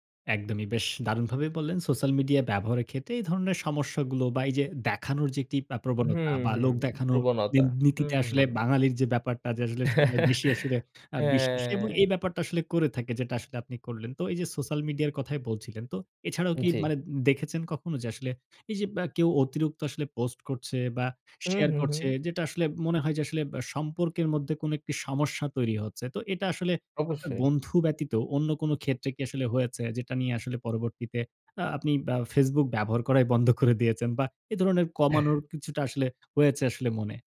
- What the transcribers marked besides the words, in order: "সোশ্যাল" said as "সোসাল"; laugh; "সোশ্যাল" said as "সোসাল"; sneeze
- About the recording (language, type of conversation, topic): Bengali, podcast, সোশ্যাল মিডিয়ায় লোক দেখানোর প্রবণতা কীভাবে সম্পর্ককে প্রভাবিত করে?
- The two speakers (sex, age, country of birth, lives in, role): male, 18-19, Bangladesh, Bangladesh, host; male, 20-24, Bangladesh, Bangladesh, guest